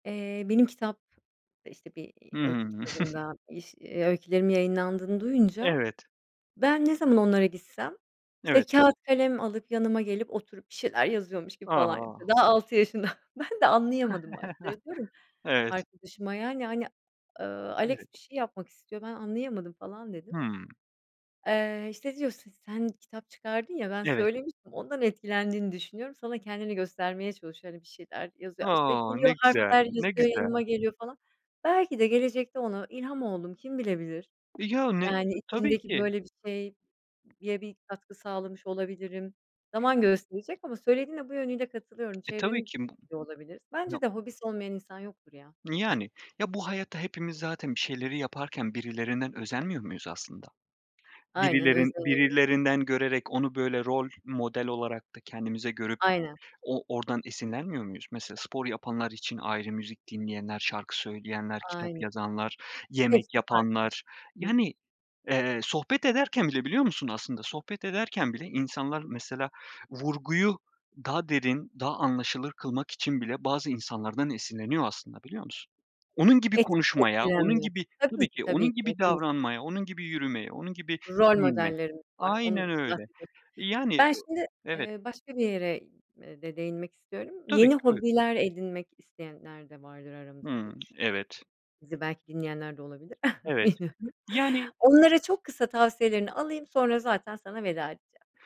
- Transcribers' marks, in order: chuckle; tapping; other background noise; laughing while speaking: "yaşında"; chuckle; unintelligible speech; "şeye" said as "şeyye"; chuckle; laughing while speaking: "Bilmiyorum"
- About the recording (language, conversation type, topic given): Turkish, unstructured, Hobilerin günlük hayatta seni daha mutlu ediyor mu?